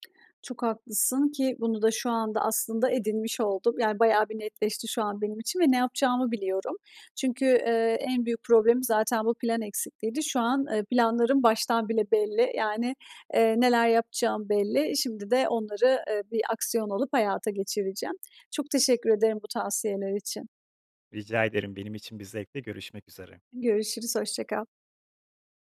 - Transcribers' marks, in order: none
- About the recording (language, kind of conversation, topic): Turkish, advice, Hedeflerimdeki ilerlemeyi düzenli olarak takip etmek için nasıl bir plan oluşturabilirim?